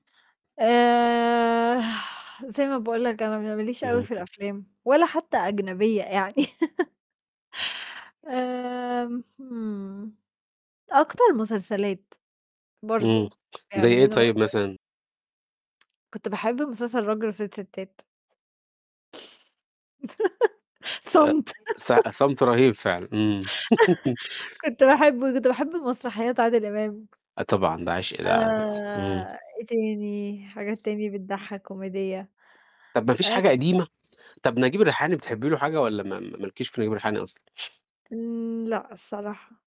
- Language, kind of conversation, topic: Arabic, unstructured, إزاي الأفلام بتأثر على طريقة تفكيرنا في الحياة؟
- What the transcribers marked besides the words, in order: drawn out: "آآ"; other background noise; laugh; distorted speech; tapping; laugh; background speech; laugh; chuckle; laugh; unintelligible speech